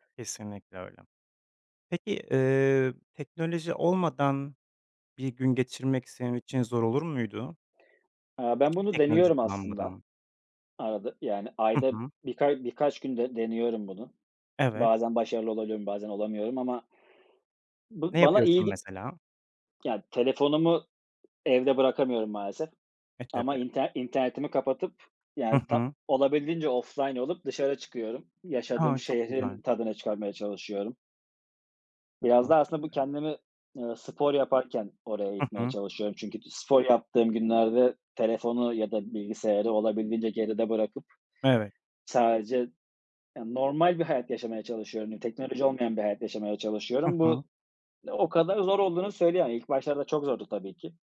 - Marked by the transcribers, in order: tapping; other background noise; in English: "offline"
- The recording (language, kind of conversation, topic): Turkish, unstructured, Teknoloji günlük hayatını kolaylaştırıyor mu, yoksa zorlaştırıyor mu?